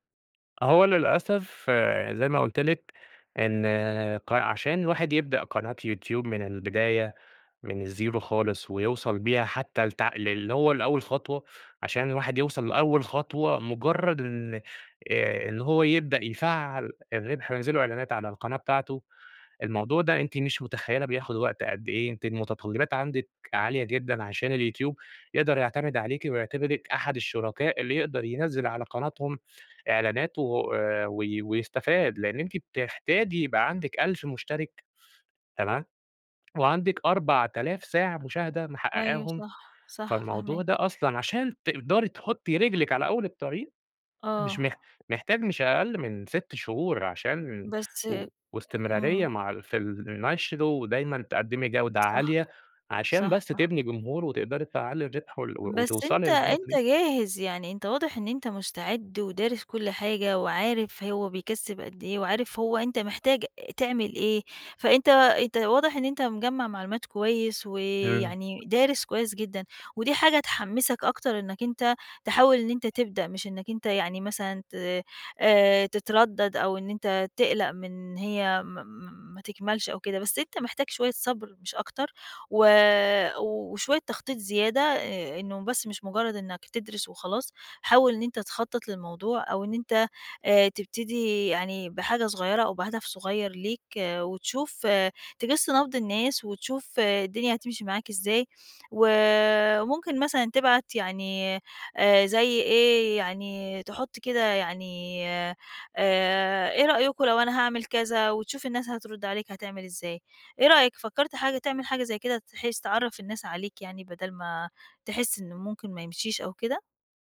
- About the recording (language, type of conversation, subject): Arabic, advice, إزاي أتعامل مع فقدان الدافع إني أكمل مشروع طويل المدى؟
- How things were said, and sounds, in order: in English: "الزيرو"; tapping